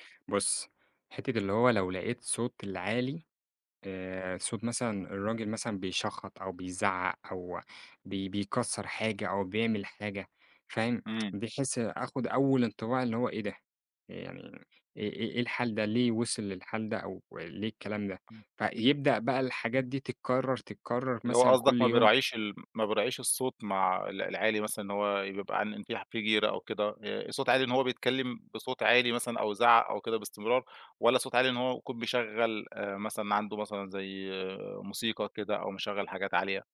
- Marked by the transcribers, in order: tsk
- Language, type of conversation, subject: Arabic, podcast, إيه أهم صفات الجار الكويس من وجهة نظرك؟